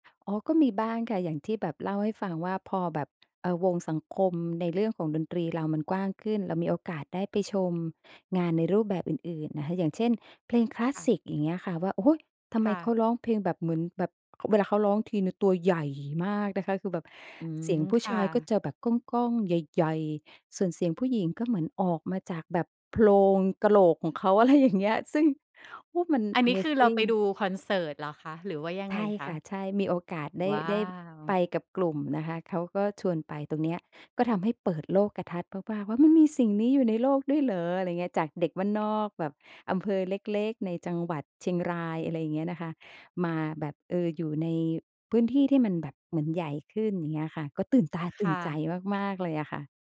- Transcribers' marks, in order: tapping; stressed: "ใหญ่"
- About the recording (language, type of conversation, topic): Thai, podcast, รสนิยมการฟังเพลงของคุณเปลี่ยนไปเมื่อโตขึ้นไหม?